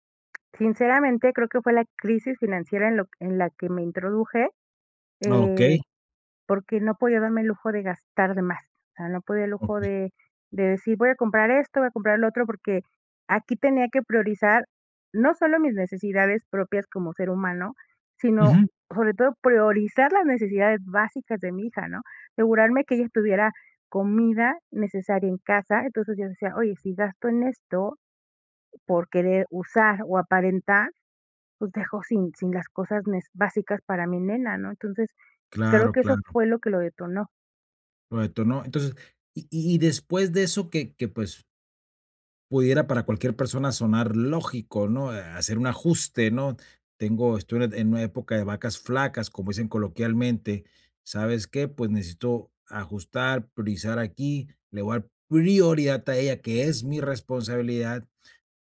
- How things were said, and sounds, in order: none
- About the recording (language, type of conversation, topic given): Spanish, advice, ¿Cómo puedo priorizar mis propias necesidades si gasto para impresionar a los demás?